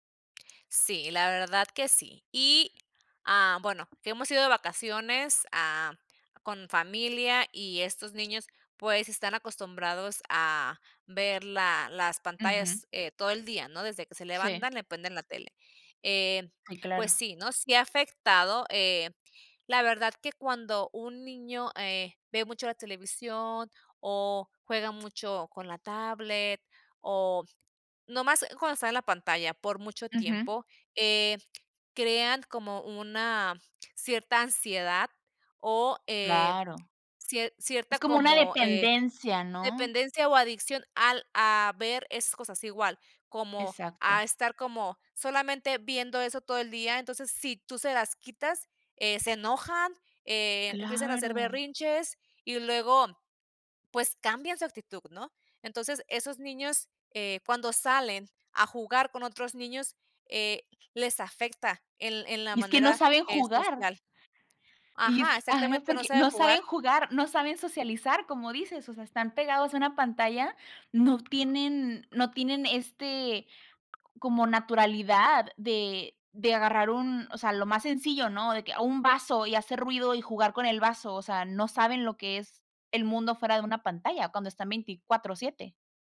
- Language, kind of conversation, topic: Spanish, podcast, ¿Qué reglas tienen respecto al uso de pantallas en casa?
- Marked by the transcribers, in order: tapping